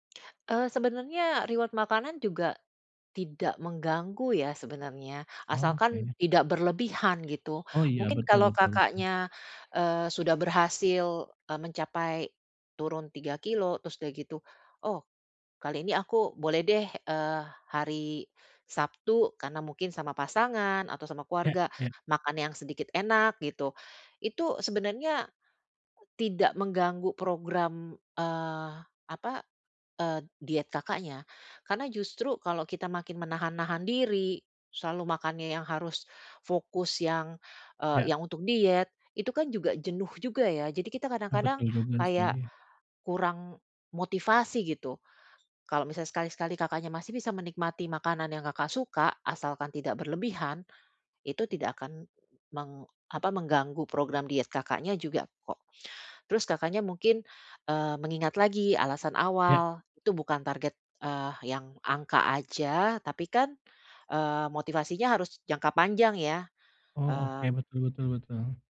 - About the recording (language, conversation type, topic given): Indonesian, advice, Bagaimana saya dapat menggunakan pencapaian untuk tetap termotivasi?
- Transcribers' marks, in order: in English: "reward"; other background noise; tapping